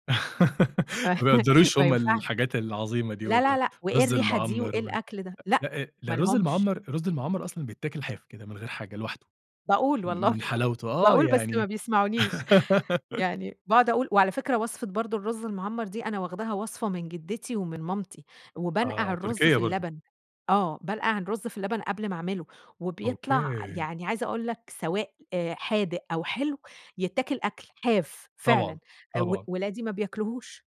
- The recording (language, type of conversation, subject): Arabic, podcast, إزاي الوصفة عندكم اتوارثت من جيل لجيل؟
- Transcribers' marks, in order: giggle; laughing while speaking: "ما بيقدّروش هم الحاجات العظيمة دي والله"; laugh; laugh; laughing while speaking: "باقول، بس ما بيسمعونيش"; giggle; in English: "أوكي"